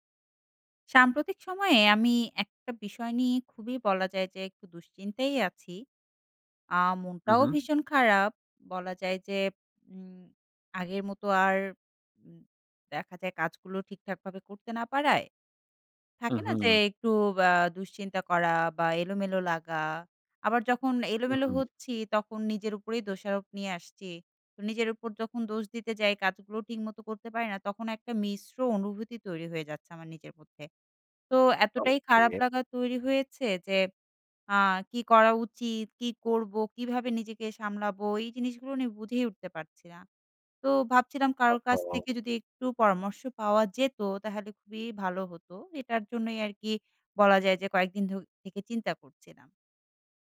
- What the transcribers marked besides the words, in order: tapping
- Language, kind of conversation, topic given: Bengali, advice, সকালে ওঠার রুটিন বজায় রাখতে অনুপ্রেরণা নেই